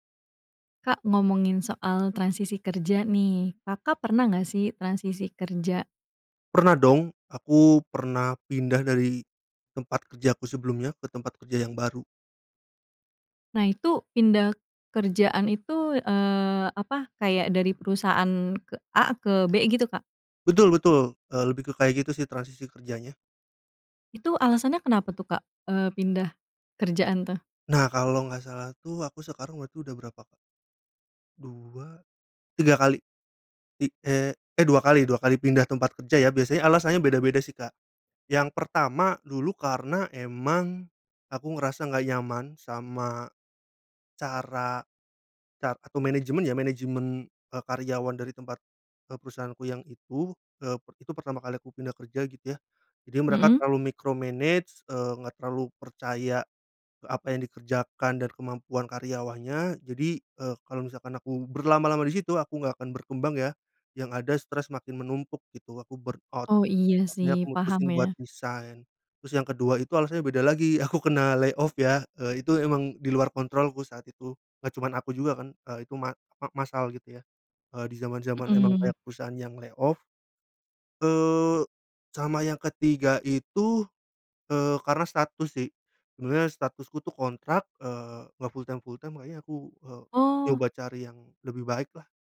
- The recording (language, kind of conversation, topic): Indonesian, podcast, Bagaimana kamu mengatur keuangan saat mengalami transisi kerja?
- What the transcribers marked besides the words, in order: in English: "micromanage"; in English: "burnout"; laughing while speaking: "aku"; in English: "lay off"; in English: "lay off"; in English: "full-time full-time"